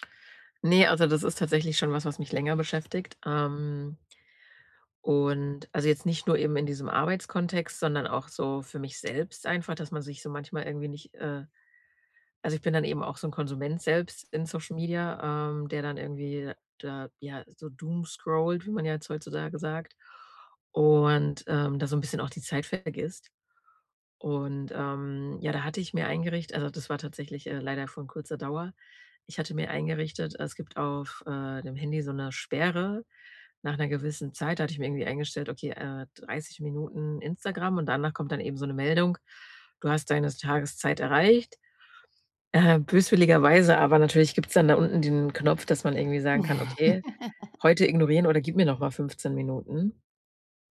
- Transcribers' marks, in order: other background noise; in English: "doomscrollt"; chuckle
- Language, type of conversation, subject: German, advice, Wie kann ich digitale Ablenkungen verringern, damit ich mich länger auf wichtige Arbeit konzentrieren kann?